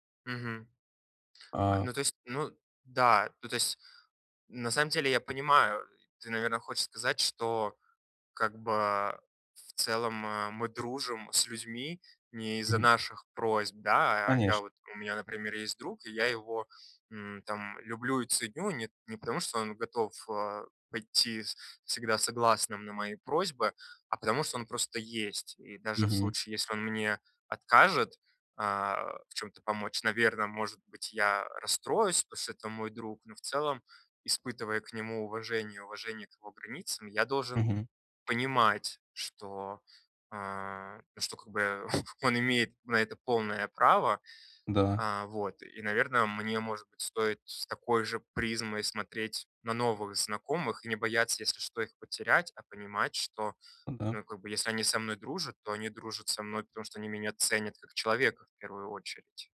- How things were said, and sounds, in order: "потому что" said as "потушта"; chuckle
- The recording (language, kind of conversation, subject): Russian, advice, Как научиться говорить «нет», сохраняя отношения и личные границы в группе?
- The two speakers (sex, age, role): male, 20-24, advisor; male, 30-34, user